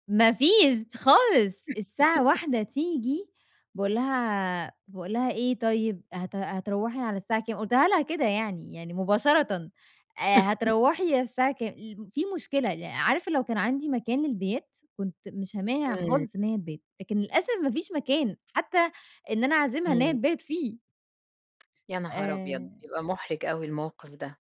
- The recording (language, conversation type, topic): Arabic, podcast, إزاي بتحضّري البيت لاستقبال ضيوف على غفلة؟
- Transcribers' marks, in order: laugh; laugh; tapping